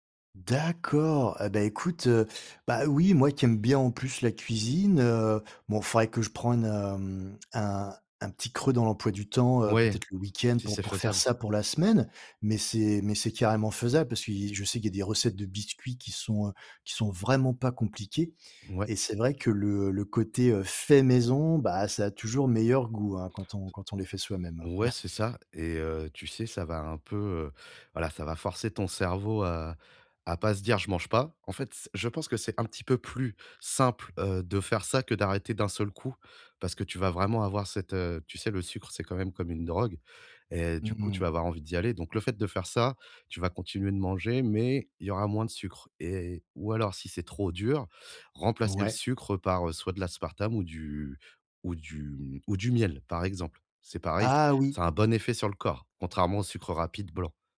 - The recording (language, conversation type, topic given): French, advice, Comment équilibrer mon alimentation pour avoir plus d’énergie chaque jour ?
- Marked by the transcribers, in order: stressed: "D'accord"; other background noise; stressed: "fait"; chuckle